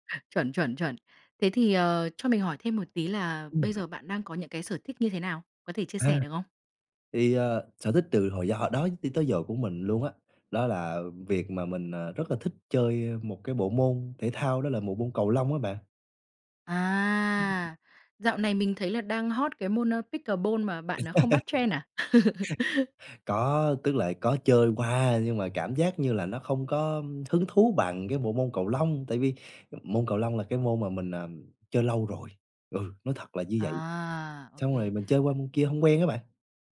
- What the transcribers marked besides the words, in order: tapping; other background noise; laugh; in English: "trend"; laugh
- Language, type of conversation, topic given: Vietnamese, podcast, Bạn làm thế nào để sắp xếp thời gian cho sở thích khi lịch trình bận rộn?